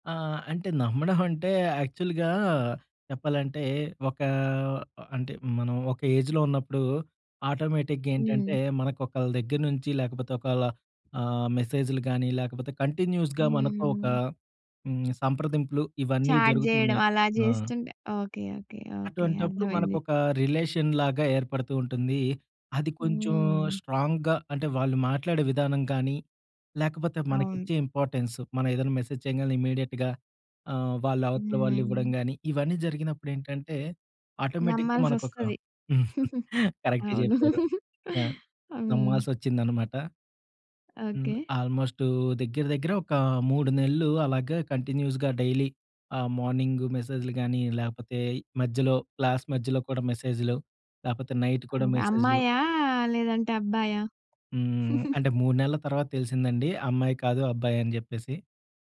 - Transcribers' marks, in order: in English: "యాక్చువల్‌గా"; in English: "ఏజ్‌లో"; in English: "ఆటోమేటిక్‌గా"; in English: "కంటిన్యూస్‌గా"; other background noise; in English: "చాట్"; in English: "రిలేషన్"; in English: "స్ట్రాంగ్‌గా"; in English: "మెసేజ్"; in English: "ఇమ్మీడియేట్‌గా"; in English: "ఆటోమేటిక్‌గా"; chuckle; in English: "కరెక్ట్"; chuckle; tapping; in English: "కంటిన్యూస్‌గా డైలీ"; in English: "మెసేజ్‌లు"; in English: "క్లాస్"; in English: "మెసేజ్‌లు"; in English: "నైట్"; chuckle
- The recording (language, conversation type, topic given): Telugu, podcast, నమ్మకాన్ని నిర్మించడానికి మీరు అనుసరించే వ్యక్తిగత దశలు ఏమిటి?